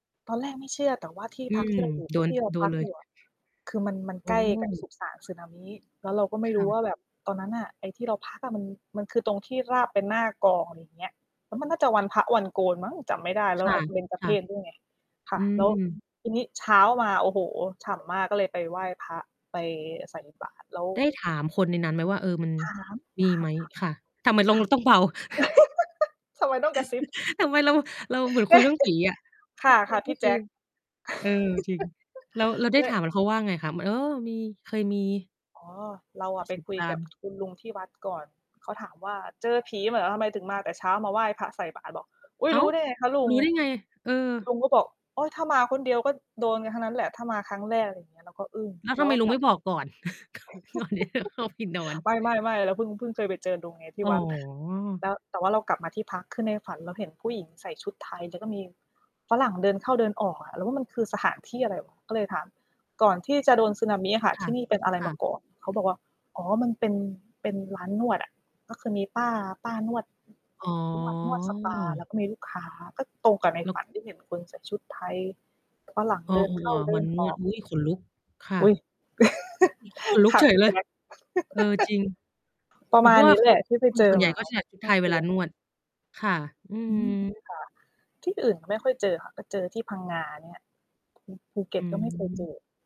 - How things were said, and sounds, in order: mechanical hum; distorted speech; laugh; chuckle; laugh; laugh; chuckle; laughing while speaking: "ก่อน ก่อนที่จะเข้าไปนอน ?"; laugh; chuckle; drawn out: "อ๋อ"; other noise; laugh; unintelligible speech; laugh
- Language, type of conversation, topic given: Thai, unstructured, สถานที่ท่องเที่ยวแห่งไหนที่ทำให้คุณรู้สึกตื่นเต้นที่สุด?